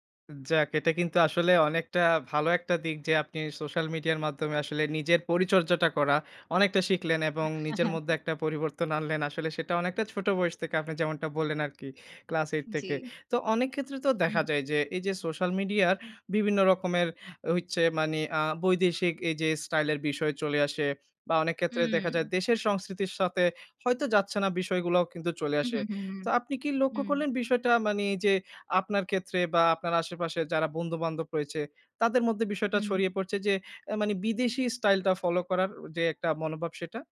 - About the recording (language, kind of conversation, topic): Bengali, podcast, স্টাইলিংয়ে সোশ্যাল মিডিয়ার প্রভাব আপনি কেমন দেখেন?
- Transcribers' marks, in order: laugh; other background noise